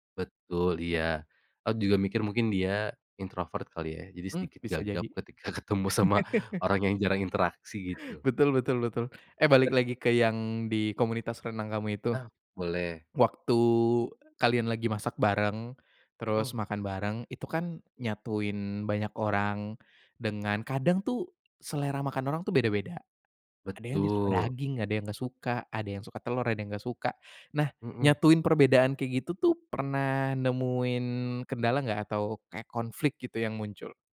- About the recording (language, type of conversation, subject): Indonesian, podcast, Bisa ceritakan momen ketika makanan menyatukan tetangga atau komunitas Anda?
- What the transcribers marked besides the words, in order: in English: "introvert"; laugh; laugh